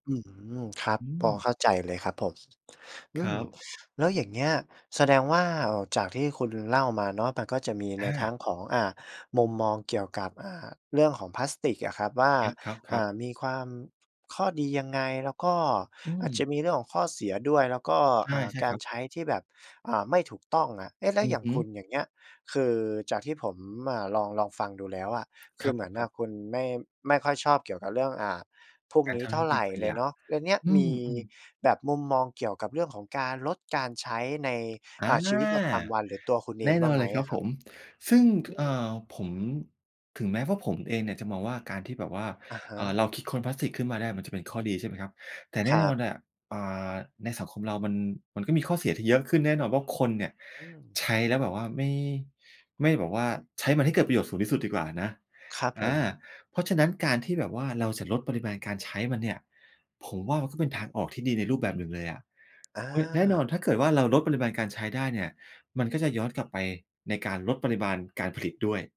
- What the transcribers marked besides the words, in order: other background noise; tapping
- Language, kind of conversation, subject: Thai, podcast, คุณเคยลองลดการใช้พลาสติกด้วยวิธีไหนมาบ้าง?